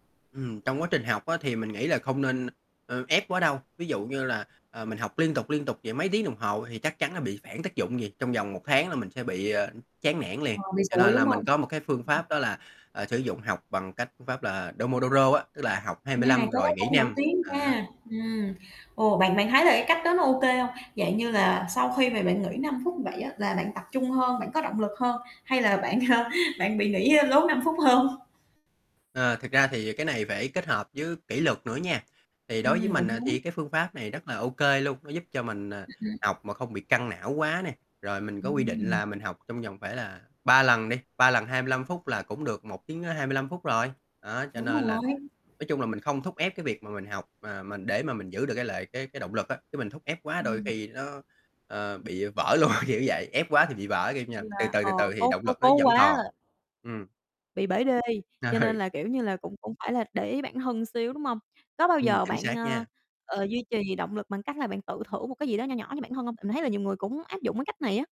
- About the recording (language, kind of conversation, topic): Vietnamese, podcast, Bạn dùng mẹo nào để giữ động lực suốt cả ngày?
- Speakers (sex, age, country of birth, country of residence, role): female, 25-29, Vietnam, Vietnam, host; male, 30-34, Vietnam, Vietnam, guest
- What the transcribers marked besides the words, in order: static; "Pomodoro" said as "Domodoro"; laughing while speaking: "À"; other background noise; chuckle; unintelligible speech; tapping; laughing while speaking: "luôn"; unintelligible speech; laughing while speaking: "Ừ"